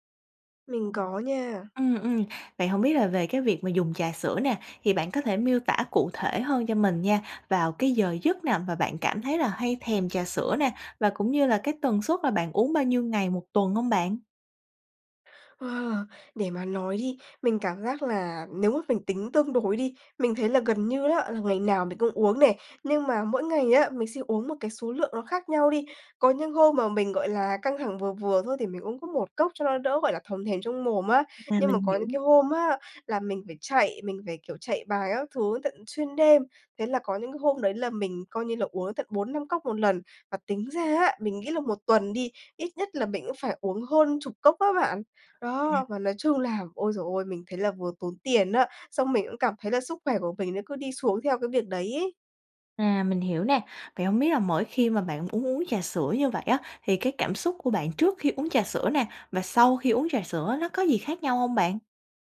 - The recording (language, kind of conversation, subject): Vietnamese, advice, Bạn có thường dùng rượu hoặc chất khác khi quá áp lực không?
- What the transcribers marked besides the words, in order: tapping; other background noise